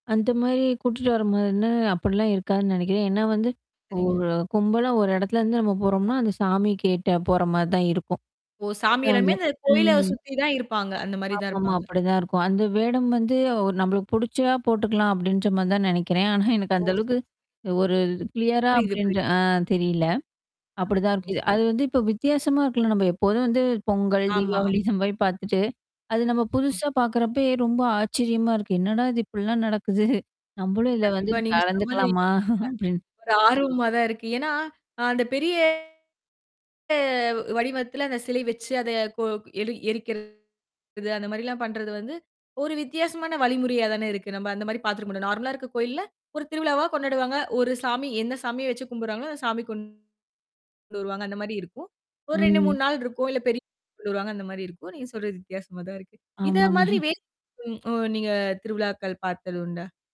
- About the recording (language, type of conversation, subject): Tamil, podcast, வித்தியாசமான திருநாள்களை நீங்கள் எப்படிக் கொண்டாடுகிறீர்கள்?
- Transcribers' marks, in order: static; tapping; distorted speech; laughing while speaking: "எனக்கு"; unintelligible speech; other noise; laughing while speaking: "இந்த மாரி"; unintelligible speech; laughing while speaking: "நடக்குது?"; laughing while speaking: "கலந்துக்கலாமா?"; laughing while speaking: "ஆமாங்க"